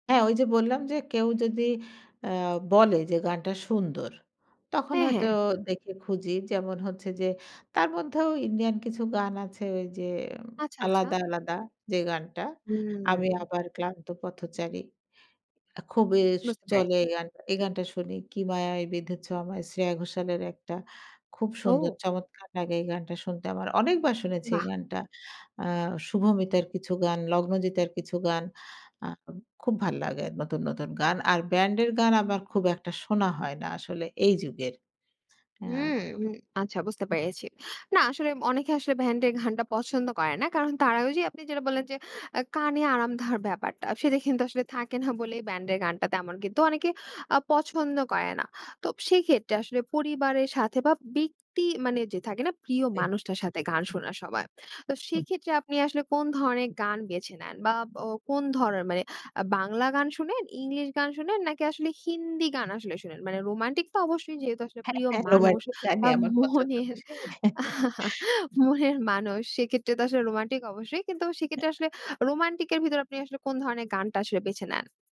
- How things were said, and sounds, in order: tapping; singing: "আমি আবার ক্লান্ত পথচারী"; singing: "কি মায়ায় বেধেছ আমায়"; other noise; "ব্যান্ড" said as "ভ্যান্ড"; other background noise; laughing while speaking: "হ্যাঁ, হ্যাঁ, রোমান্টিকই গান আমার পছন্দ আসে"; laughing while speaking: "বা মনের মনের মানুষ"; chuckle; unintelligible speech
- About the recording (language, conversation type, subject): Bengali, podcast, পরিবারে শোনা গানগুলো কি আপনার গানের রুচি গড়ে তুলেছে?